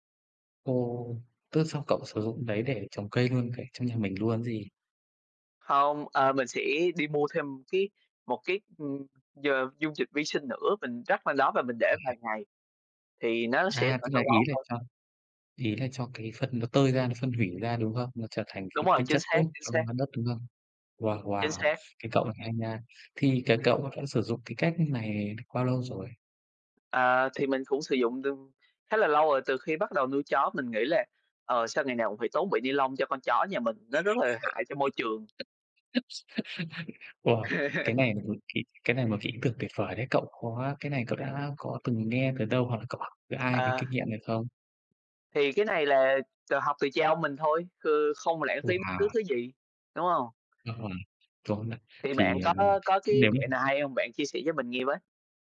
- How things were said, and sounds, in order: laugh; laugh
- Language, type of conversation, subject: Vietnamese, unstructured, Làm thế nào để giảm rác thải nhựa trong nhà bạn?